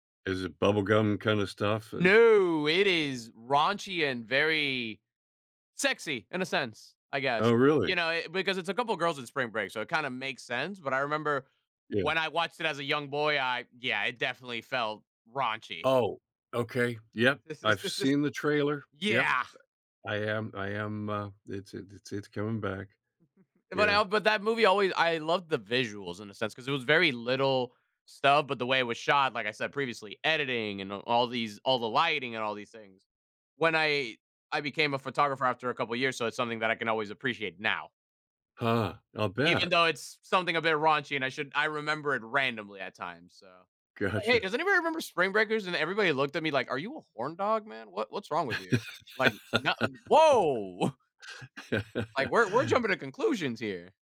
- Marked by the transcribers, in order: drawn out: "No"; laugh; other background noise; chuckle; laughing while speaking: "Gotcha"; laugh; scoff
- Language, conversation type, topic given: English, unstructured, How should I weigh visual effects versus storytelling and acting?